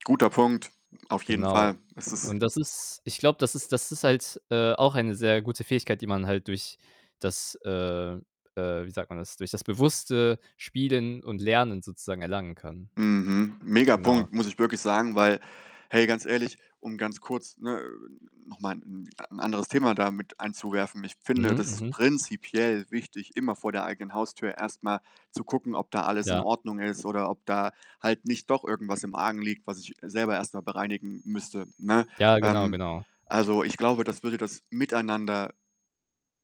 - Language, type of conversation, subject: German, unstructured, Was hast du durch dein Hobby über dich selbst gelernt?
- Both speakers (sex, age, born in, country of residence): male, 18-19, Germany, Germany; male, 35-39, Germany, France
- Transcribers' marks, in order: distorted speech; other background noise